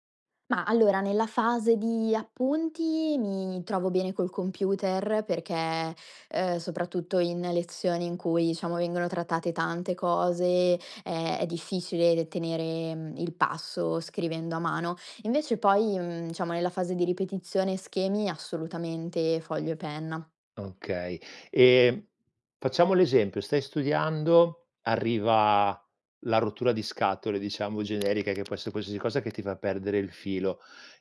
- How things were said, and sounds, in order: other background noise
- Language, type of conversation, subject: Italian, podcast, Come costruire una buona routine di studio che funzioni davvero?